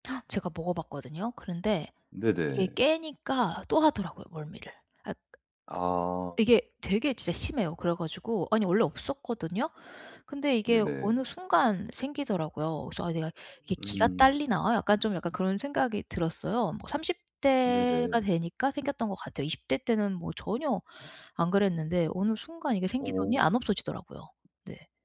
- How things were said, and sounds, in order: other background noise
- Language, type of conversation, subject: Korean, advice, 여행 중에 에너지와 동기를 어떻게 잘 유지할 수 있을까요?